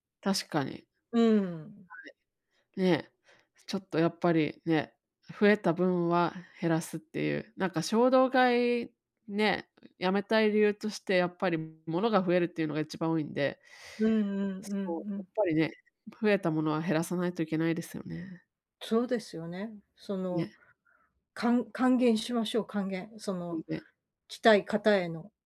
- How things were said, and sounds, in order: other background noise
- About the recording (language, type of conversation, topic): Japanese, advice, 衝動買いを減らすための習慣はどう作ればよいですか？